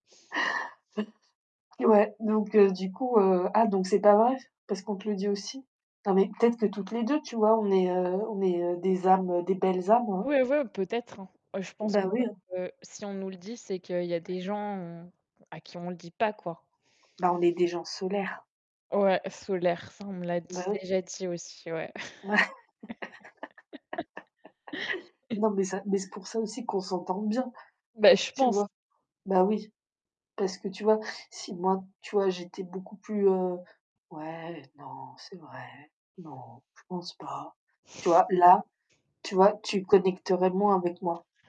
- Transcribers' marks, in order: tapping; chuckle; distorted speech; laugh; laugh
- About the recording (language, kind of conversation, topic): French, unstructured, La sagesse vient-elle de l’expérience ou de l’éducation ?